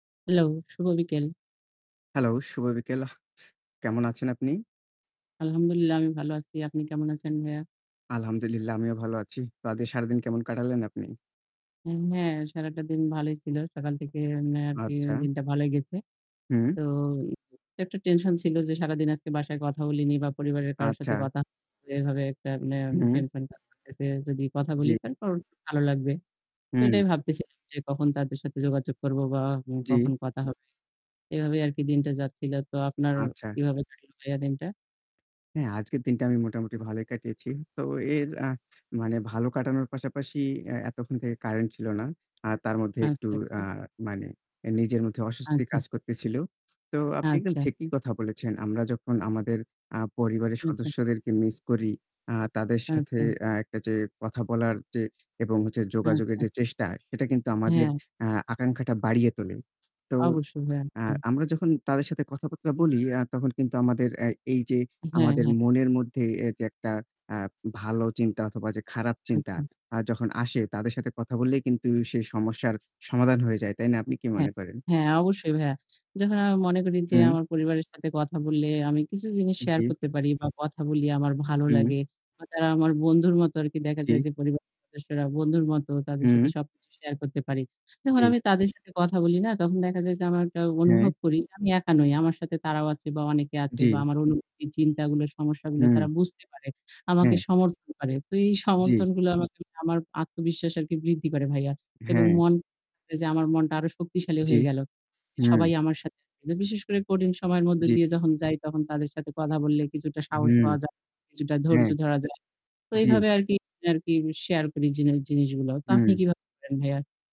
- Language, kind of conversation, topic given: Bengali, unstructured, বন্ধু বা পরিবারের সঙ্গে কথা বললে আপনার মন কীভাবে ভালো হয়?
- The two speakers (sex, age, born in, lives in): female, 30-34, Bangladesh, Bangladesh; male, 25-29, Bangladesh, Bangladesh
- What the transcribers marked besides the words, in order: static; distorted speech; other background noise